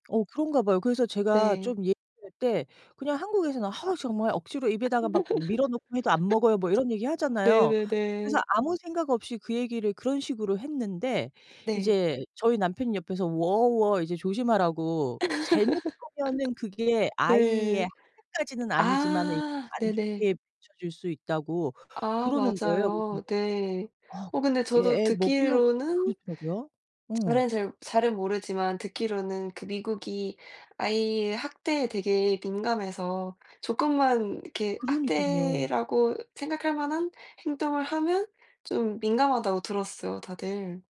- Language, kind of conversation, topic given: Korean, unstructured, 아이들에게 음식 취향을 강요해도 될까요?
- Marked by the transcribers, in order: other background noise; laugh; tapping; laugh